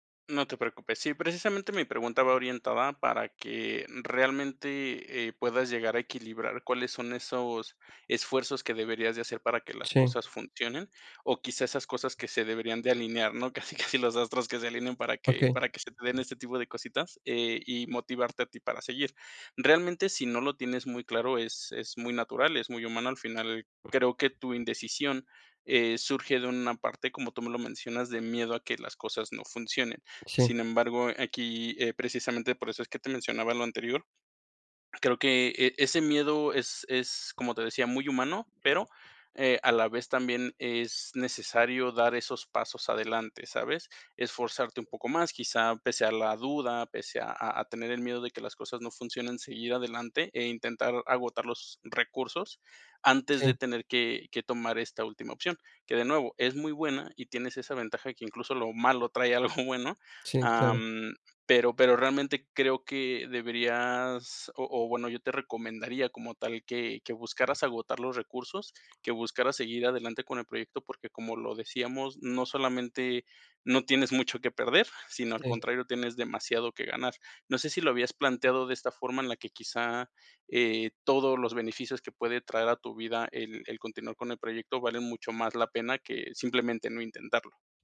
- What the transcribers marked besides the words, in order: laughing while speaking: "Casi, casi"; unintelligible speech; laughing while speaking: "algo"
- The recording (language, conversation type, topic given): Spanish, advice, ¿Cómo puedo tomar decisiones importantes con más seguridad en mí mismo?